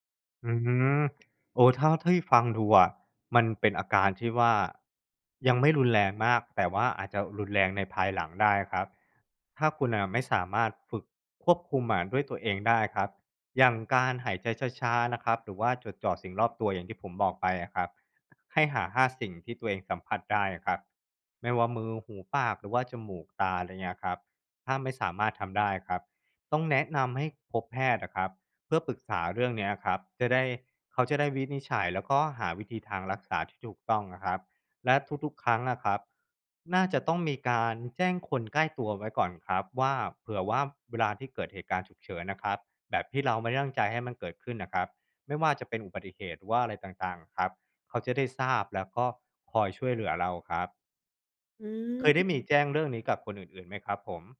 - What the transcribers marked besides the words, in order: none
- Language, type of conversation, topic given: Thai, advice, ทำไมฉันถึงมีอาการใจสั่นและตื่นตระหนกในสถานการณ์ที่ไม่คาดคิด?